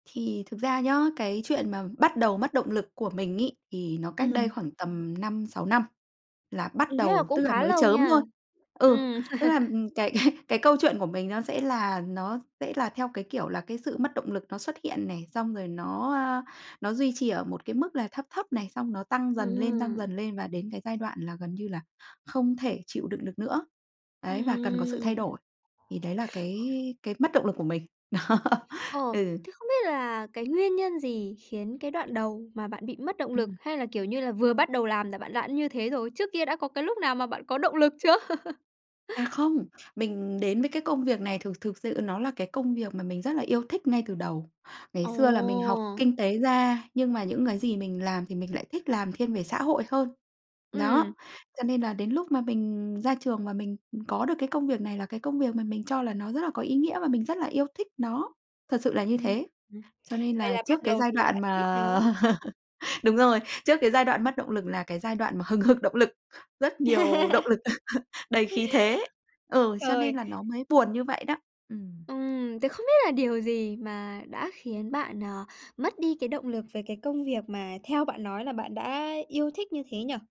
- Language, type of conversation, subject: Vietnamese, podcast, Bạn thường làm gì khi cảm thấy mất động lực ở chỗ làm?
- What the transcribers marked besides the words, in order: laughing while speaking: "cái"; laugh; tapping; other background noise; laughing while speaking: "Đó"; laugh; laugh; laugh; laugh